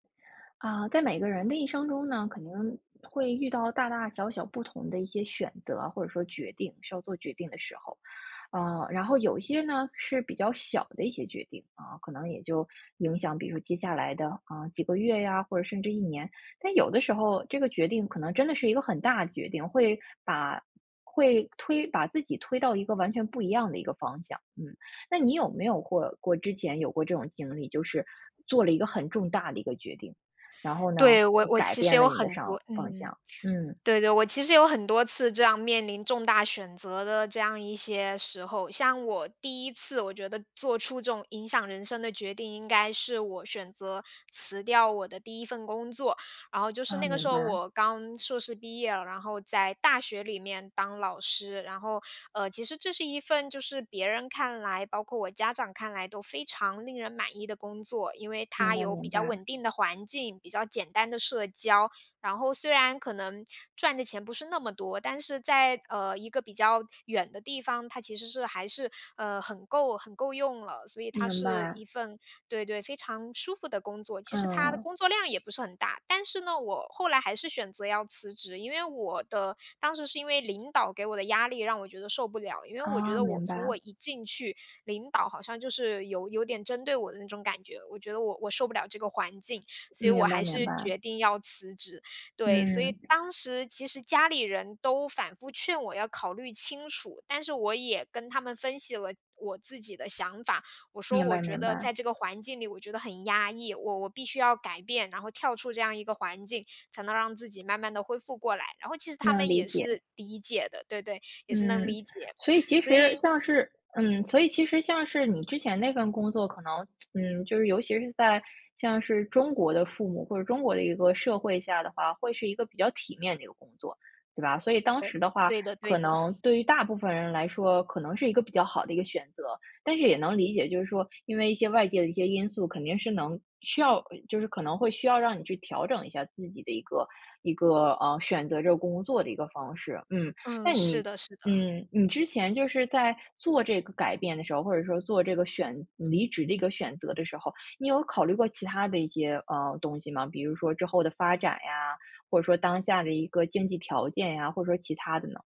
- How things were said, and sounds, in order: tapping; other background noise
- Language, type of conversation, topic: Chinese, podcast, 有没有哪一次选择改变了你的人生方向？